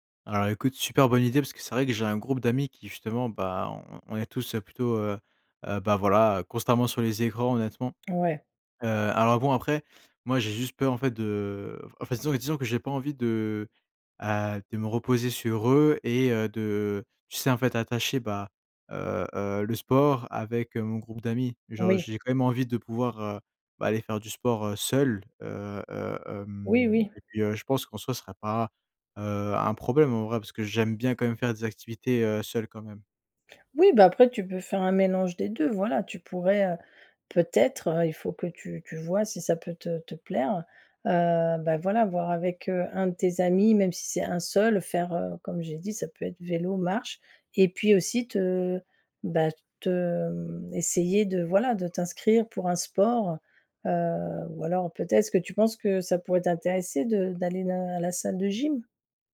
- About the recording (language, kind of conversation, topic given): French, advice, Comment puis-je réussir à déconnecter des écrans en dehors du travail ?
- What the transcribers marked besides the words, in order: stressed: "seul"